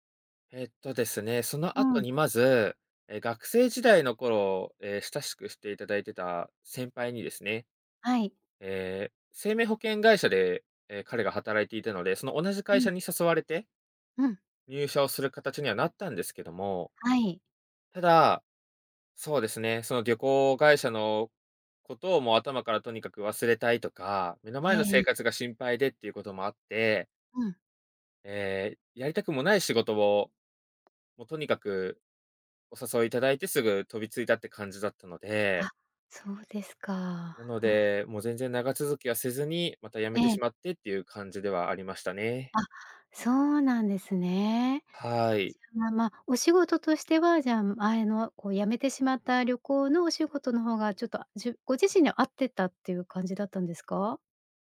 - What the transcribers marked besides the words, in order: tapping
- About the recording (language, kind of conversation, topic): Japanese, advice, 自分を責めてしまい前に進めないとき、どうすればよいですか？